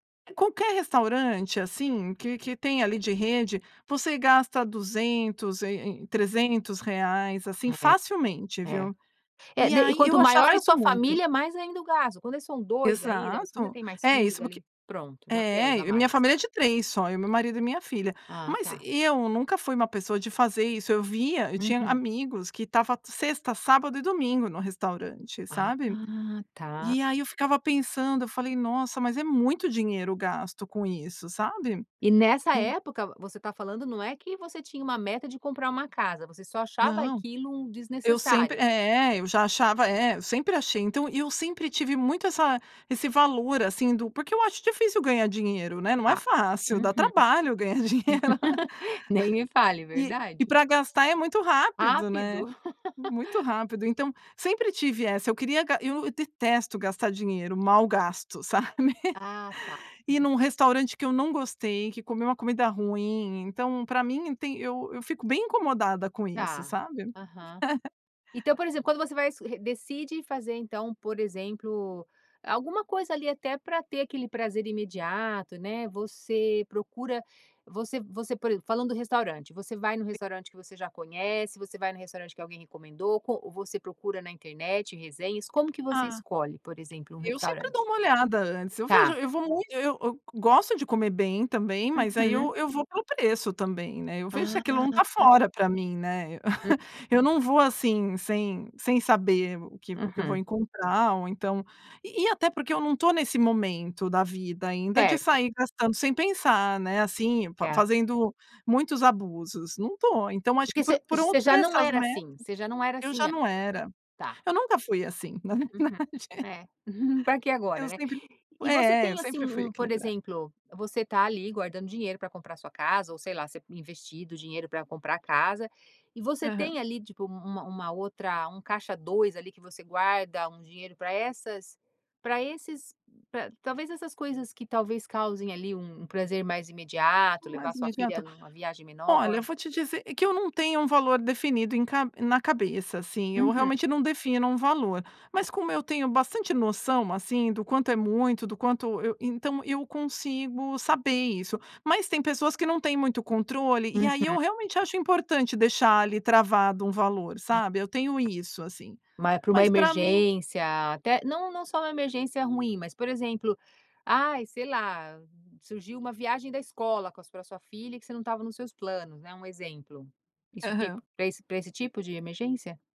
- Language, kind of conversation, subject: Portuguese, podcast, Como equilibrar o prazer imediato com metas de longo prazo?
- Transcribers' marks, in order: chuckle; chuckle; chuckle; chuckle; chuckle; other background noise; chuckle; chuckle